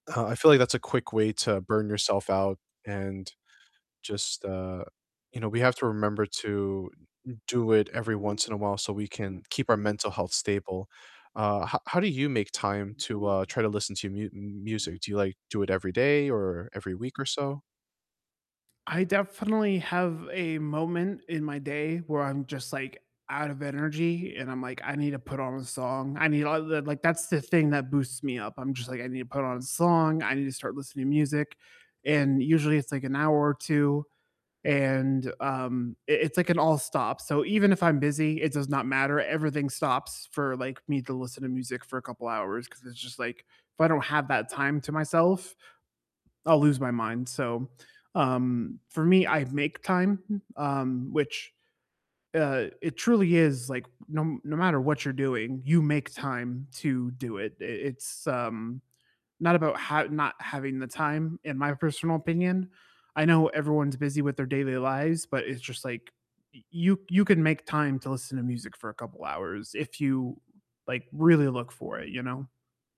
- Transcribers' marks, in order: other background noise
- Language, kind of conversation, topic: English, unstructured, How do hobbies help you relax after a busy day?
- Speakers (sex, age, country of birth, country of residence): male, 25-29, United States, United States; male, 30-34, United States, United States